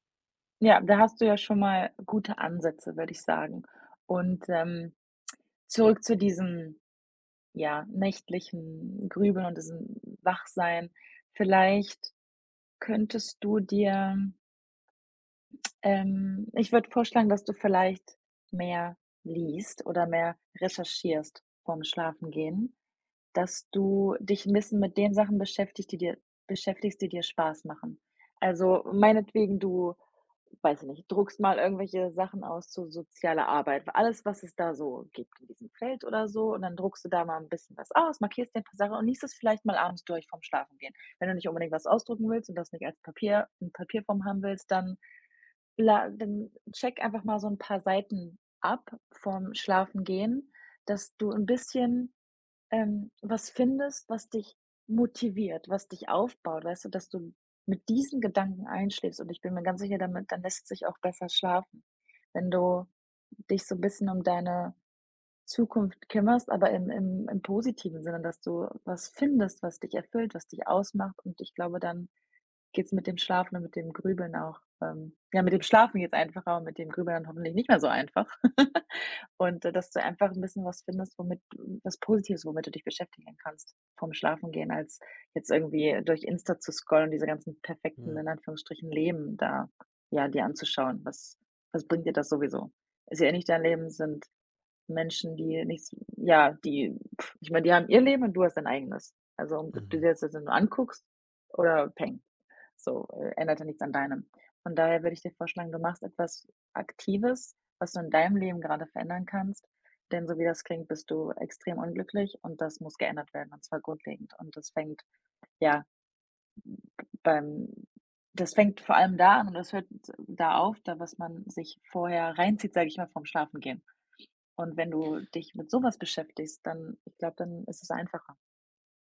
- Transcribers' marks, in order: stressed: "diesen"; laugh; other background noise; blowing
- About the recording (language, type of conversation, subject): German, advice, Wie erlebst du nächtliches Grübeln, Schlaflosigkeit und Einsamkeit?